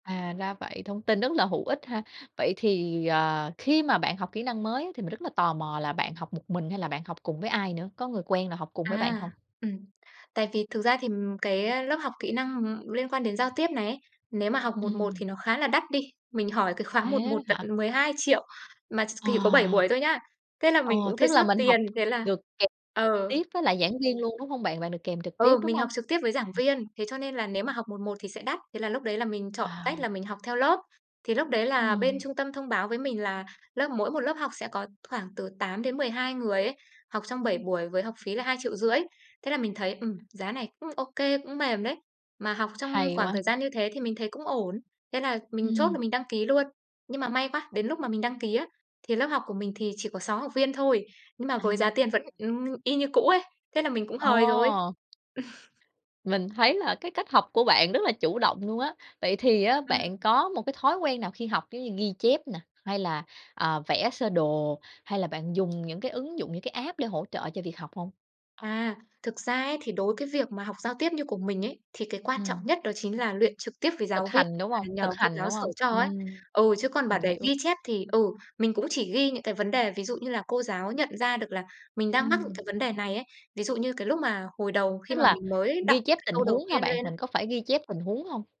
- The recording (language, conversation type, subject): Vietnamese, podcast, Bạn học thêm kỹ năng mới như thế nào?
- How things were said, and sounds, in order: tapping; other background noise; chuckle; in English: "app"